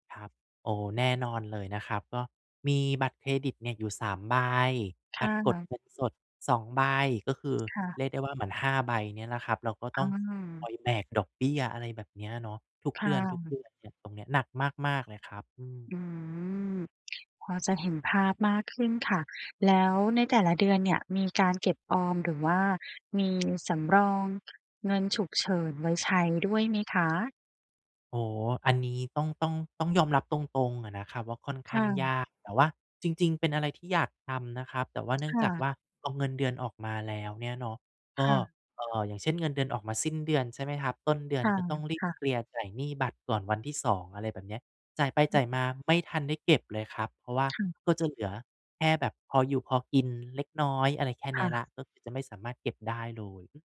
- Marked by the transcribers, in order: none
- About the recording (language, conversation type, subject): Thai, advice, ฉันควรจัดการหนี้และค่าใช้จ่ายฉุกเฉินอย่างไรเมื่อรายได้ไม่พอ?